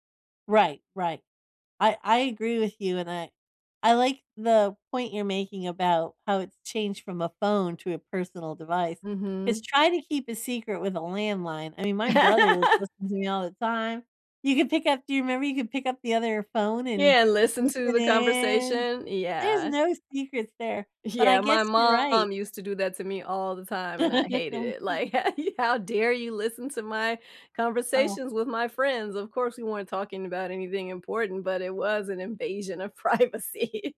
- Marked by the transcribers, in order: tapping; other background noise; laugh; laughing while speaking: "Yeah"; unintelligible speech; laughing while speaking: "how ye"; laughing while speaking: "privacy"
- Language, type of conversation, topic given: English, unstructured, How do you feel about keeping secrets from your partner?
- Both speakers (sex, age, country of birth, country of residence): female, 45-49, United States, United States; female, 50-54, United States, United States